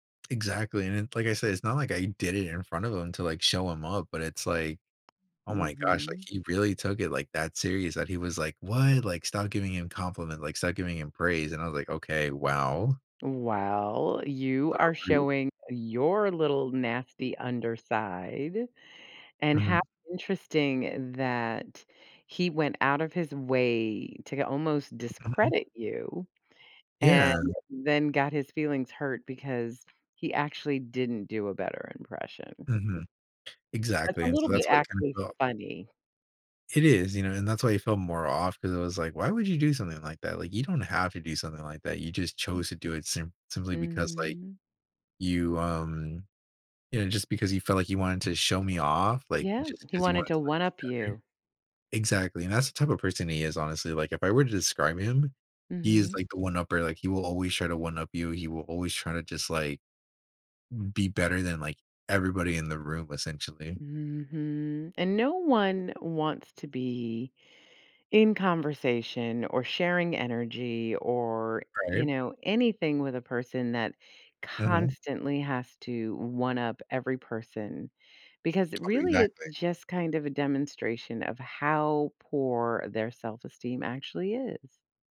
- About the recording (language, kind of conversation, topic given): English, advice, How can I apologize sincerely?
- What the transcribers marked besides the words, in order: tapping; other background noise